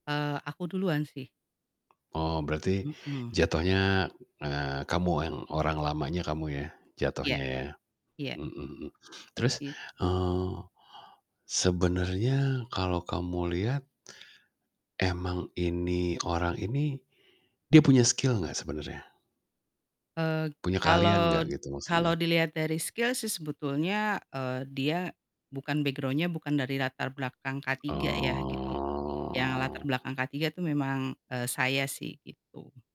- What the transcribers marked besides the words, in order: tapping; in English: "skill"; in English: "skill"; other background noise; in English: "background-nya"; drawn out: "Oh"
- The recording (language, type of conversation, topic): Indonesian, advice, Bagaimana cara menghadapi rekan kerja yang mengambil kredit atas pekerjaan saya?